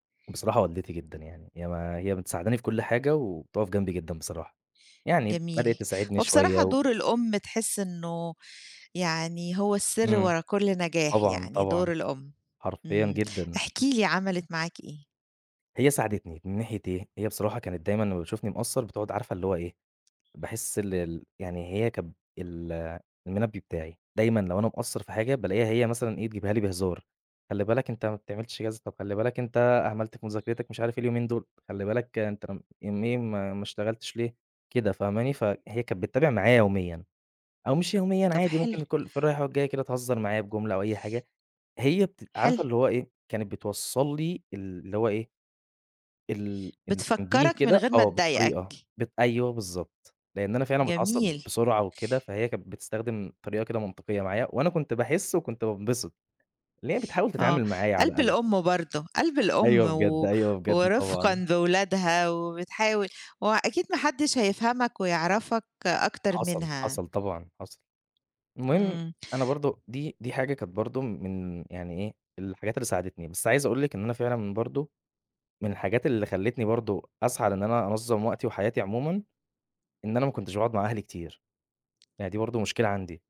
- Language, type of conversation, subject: Arabic, podcast, إزاي بتفصل بين وقت الشغل ووقت الراحة لو بتشتغل من البيت؟
- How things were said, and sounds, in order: "مساعداني" said as "متساعداني"; tapping; other background noise